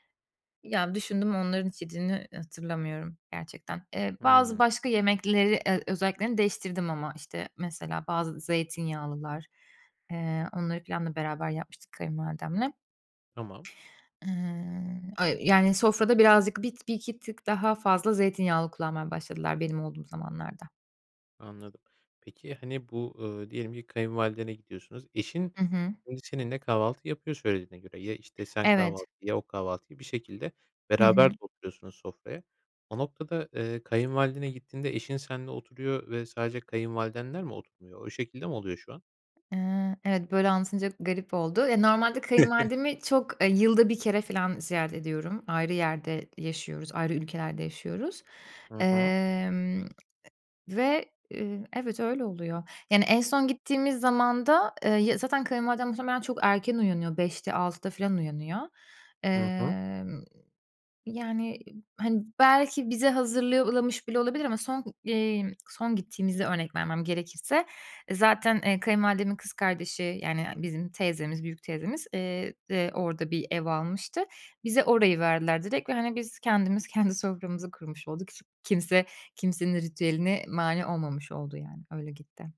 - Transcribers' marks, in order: chuckle; "hazırlamış" said as "hazırlıyorlamış"
- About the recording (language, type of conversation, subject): Turkish, podcast, Evde yemek paylaşımını ve sofraya dair ritüelleri nasıl tanımlarsın?